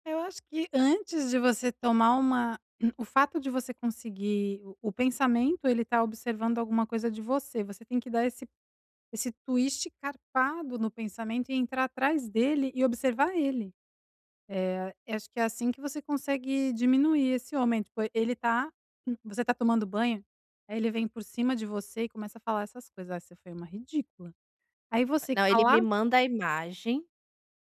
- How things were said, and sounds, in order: throat clearing; tapping; in English: "twist"
- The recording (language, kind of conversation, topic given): Portuguese, advice, Como posso observar meus pensamentos sem me identificar com eles?